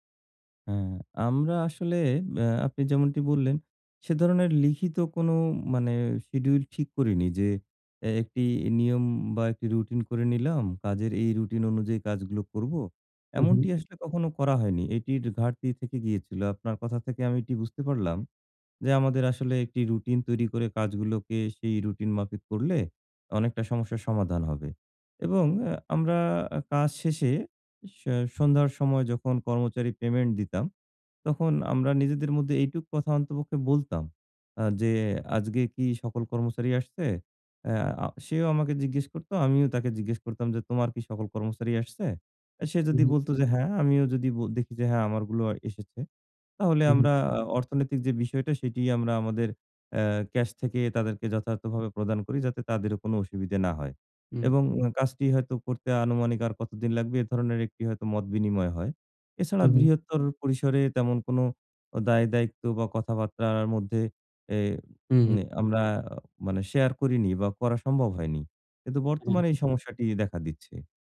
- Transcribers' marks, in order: none
- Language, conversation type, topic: Bengali, advice, সহকর্মীর সঙ্গে কাজের সীমা ও দায়িত্ব কীভাবে নির্ধারণ করা উচিত?
- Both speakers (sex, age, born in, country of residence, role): male, 20-24, Bangladesh, Bangladesh, advisor; male, 40-44, Bangladesh, Bangladesh, user